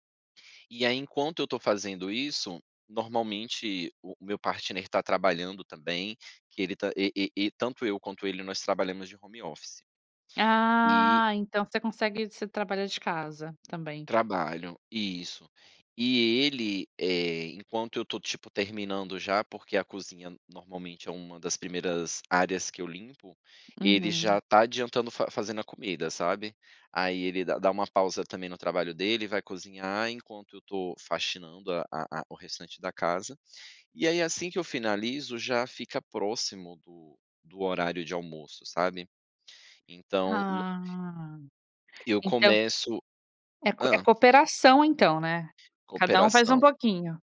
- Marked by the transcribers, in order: in English: "partner"
- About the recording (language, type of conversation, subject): Portuguese, podcast, Como é sua rotina matinal para começar bem o dia?